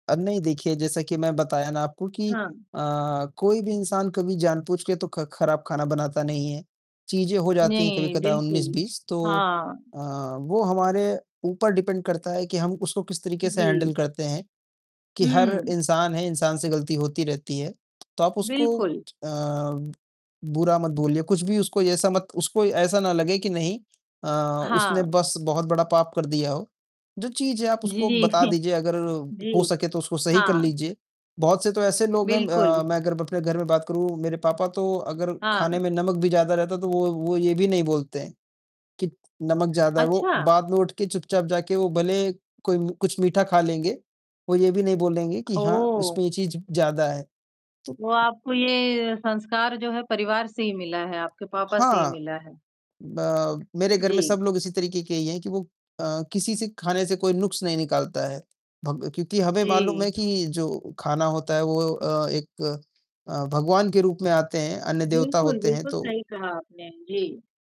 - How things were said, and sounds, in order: distorted speech; static; in English: "डिपेंड"; in English: "हैंडल"; tapping; other noise; chuckle; mechanical hum
- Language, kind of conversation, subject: Hindi, unstructured, क्या आपको लगता है कि साथ में खाना बनाना परिवार को जोड़ता है?